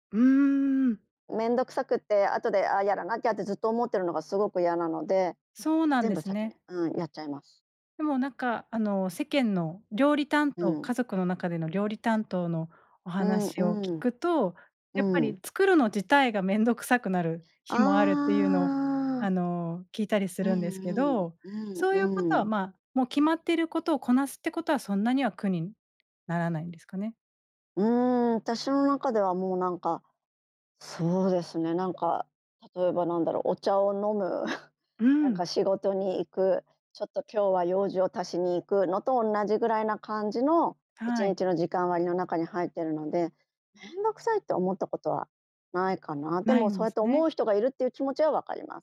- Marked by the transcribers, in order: chuckle
- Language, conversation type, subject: Japanese, podcast, 晩ごはんはどうやって決めていますか？